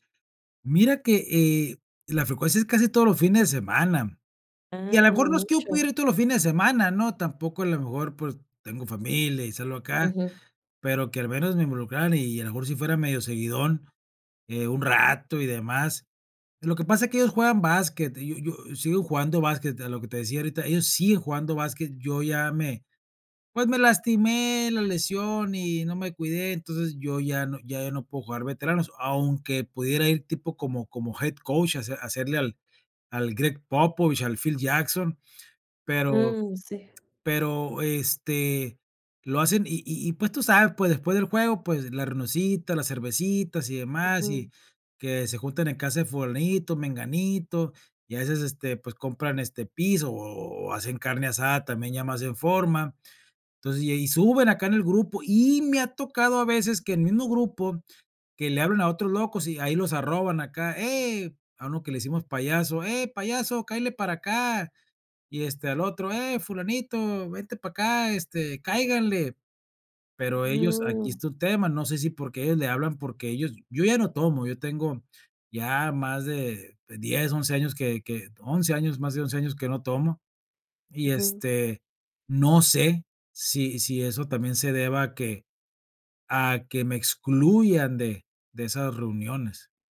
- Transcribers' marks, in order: in English: "head coach"
- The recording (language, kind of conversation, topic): Spanish, advice, ¿Cómo puedo describir lo que siento cuando me excluyen en reuniones con mis amigos?